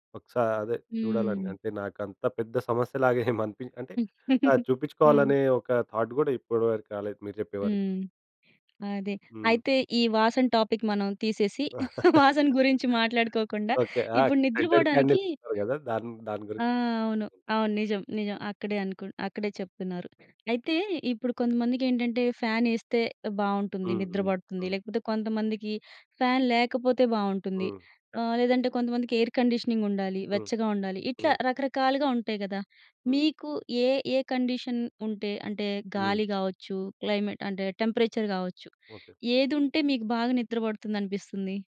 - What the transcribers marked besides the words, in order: giggle; in English: "థాట్"; in English: "టాపిక్"; giggle; chuckle; in English: "సెంటెడ్ క్యాండిల్"; other background noise; in English: "ఫ్యాన్"; in English: "ఎయిర్ కండిషనింగ్"; in English: "కండిషన్"; in English: "క్లైమేట్"; in English: "టెంపరేచర్"
- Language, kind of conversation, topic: Telugu, podcast, రాత్రి బాగా నిద్రపోవడానికి మీకు ఎలాంటి వెలుతురు మరియు శబ్ద వాతావరణం ఇష్టం?